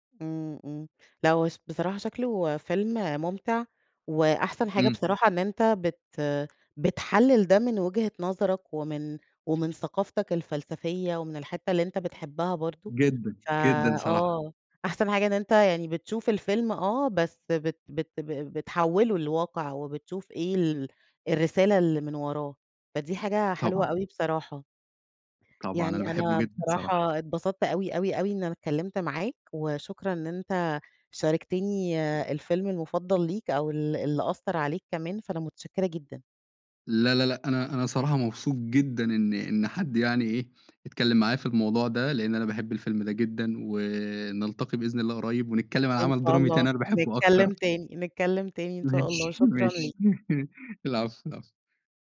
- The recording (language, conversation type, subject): Arabic, podcast, ما آخر فيلم أثّر فيك وليه؟
- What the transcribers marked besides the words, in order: tapping; chuckle; laugh